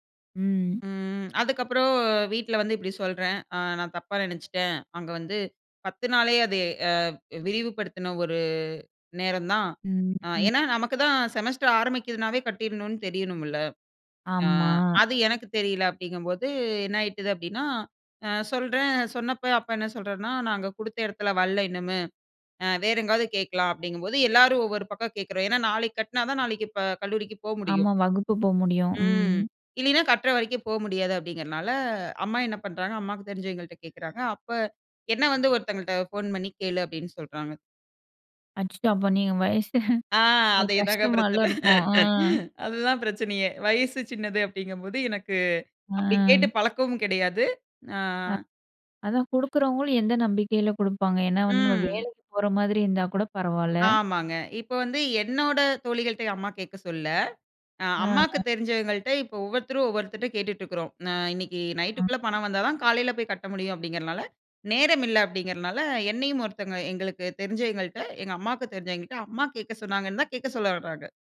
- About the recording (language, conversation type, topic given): Tamil, podcast, சுயமாக உதவி கேட்க பயந்த தருணத்தை நீங்கள் எப்படி எதிர்கொண்டீர்கள்?
- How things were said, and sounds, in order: drawn out: "ம்"; in English: "செமஸ்டர்"; drawn out: "ஆமா"; "வரல" said as "வல்ல"; other background noise; alarm; laughing while speaking: "அதே தாங்க பிரச்சன. அதுதான் பிரச்சனையே"; chuckle; unintelligible speech